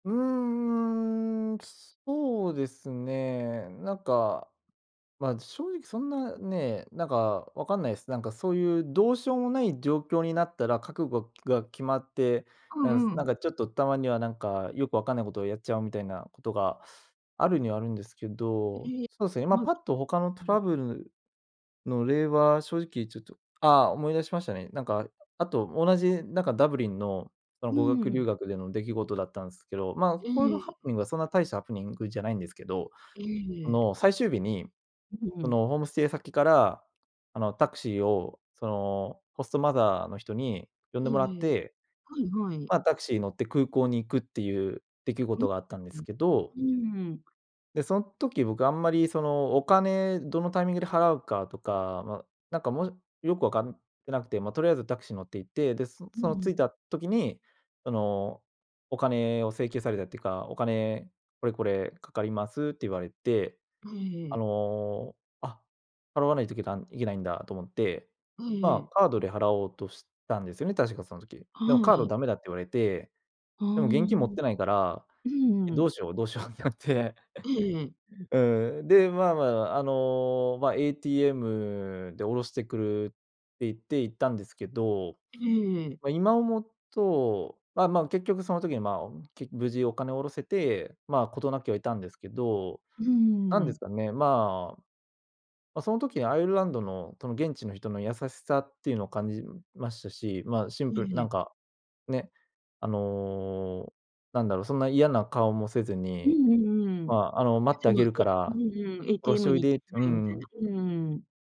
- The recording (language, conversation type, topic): Japanese, podcast, 旅先で忘れられないハプニングは何がありましたか？
- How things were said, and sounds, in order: laughing while speaking: "ってなって"; chuckle